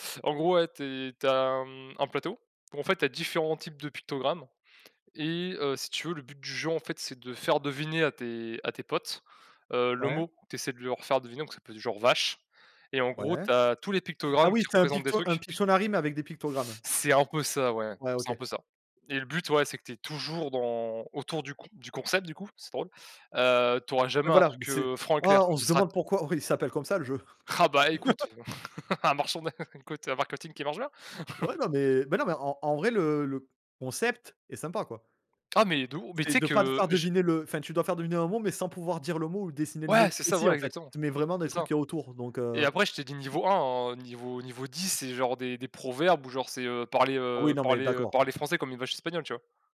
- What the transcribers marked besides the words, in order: chuckle; chuckle
- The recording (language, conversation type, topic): French, unstructured, Préférez-vous les soirées jeux de société ou les soirées quiz ?